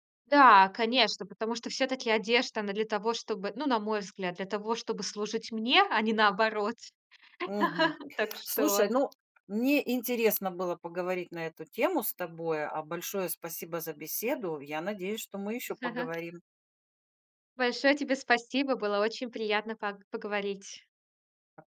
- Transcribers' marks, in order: laugh
- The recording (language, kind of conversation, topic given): Russian, podcast, Как выбирать одежду, чтобы она повышала самооценку?